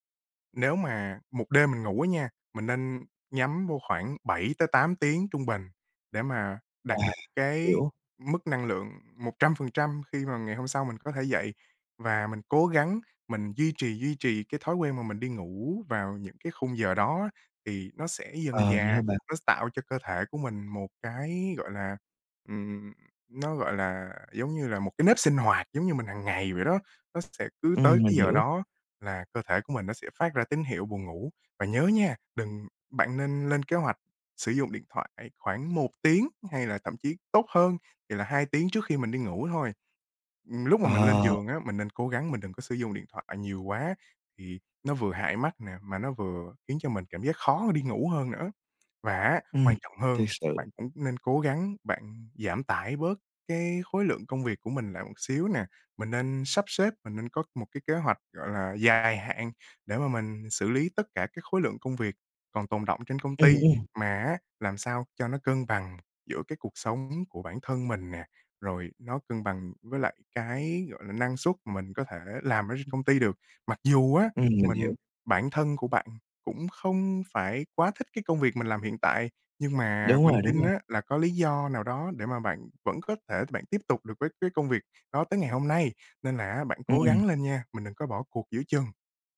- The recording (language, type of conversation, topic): Vietnamese, advice, Vì sao tôi thường thức giấc nhiều lần giữa đêm và không thể ngủ lại được?
- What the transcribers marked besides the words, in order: tapping